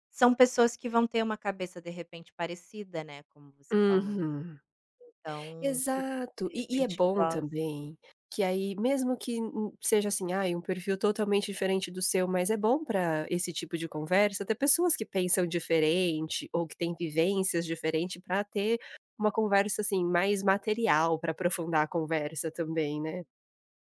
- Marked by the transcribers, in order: other background noise
- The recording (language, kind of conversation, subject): Portuguese, advice, Como posso superar a dificuldade de fazer amigos e construir uma nova rede de relacionamentos?